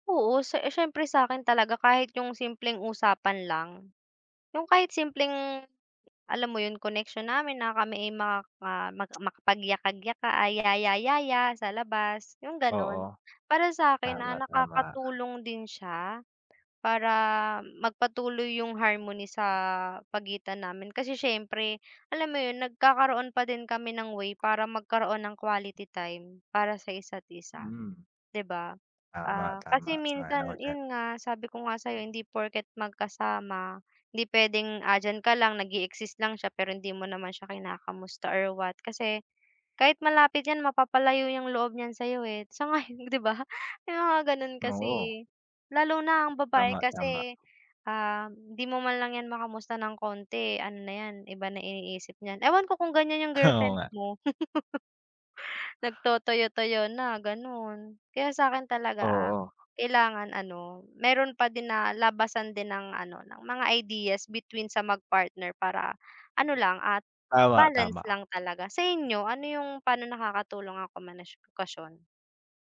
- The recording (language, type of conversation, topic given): Filipino, unstructured, Ano ang mga simpleng paraan para mapanatili ang saya sa relasyon?
- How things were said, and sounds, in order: tapping; other background noise; laughing while speaking: "sang-ayon"; laugh; "komunikasyon" said as "komanishkasyon"